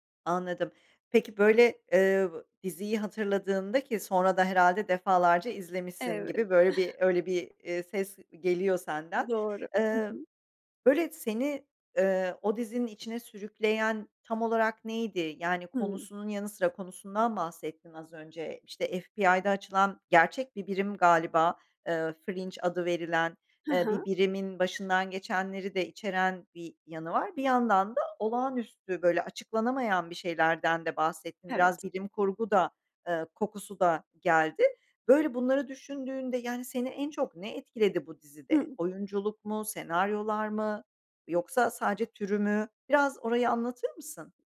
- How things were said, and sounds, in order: giggle
- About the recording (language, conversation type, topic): Turkish, podcast, Hangi dizi seni bambaşka bir dünyaya sürükledi, neden?